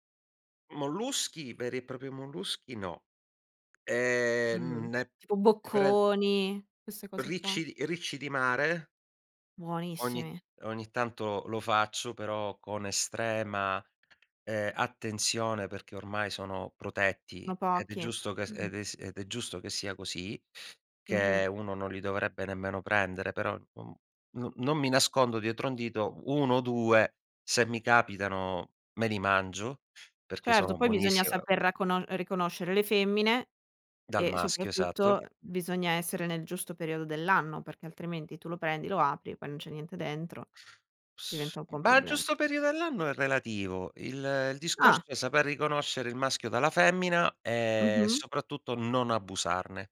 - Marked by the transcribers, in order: "propri" said as "propi"; tapping; drawn out: "E"; other background noise; unintelligible speech; stressed: "non"
- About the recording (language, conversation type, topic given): Italian, podcast, Quale attività ti fa perdere la cognizione del tempo?